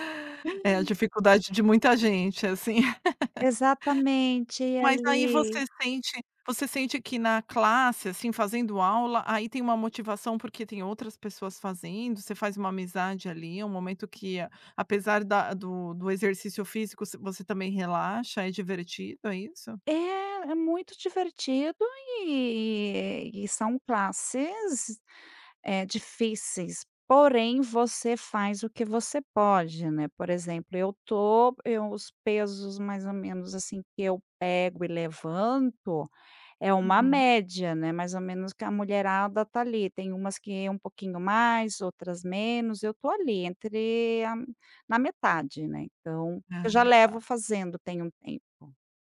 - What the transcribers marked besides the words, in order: chuckle; tapping; laugh; drawn out: "e"; other background noise
- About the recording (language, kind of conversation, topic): Portuguese, podcast, Me conta um hábito que te ajuda a aliviar o estresse?